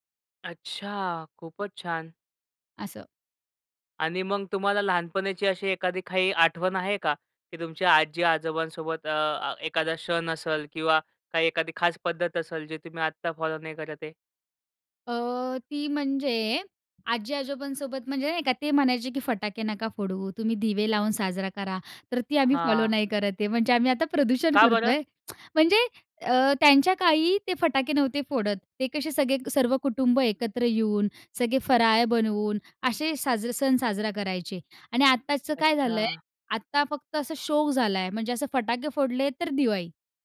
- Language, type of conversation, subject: Marathi, podcast, तुमचे सण साजरे करण्याची खास पद्धत काय होती?
- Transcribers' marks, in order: other background noise; anticipating: "आम्ही आता प्रदूषण करतोय"; tsk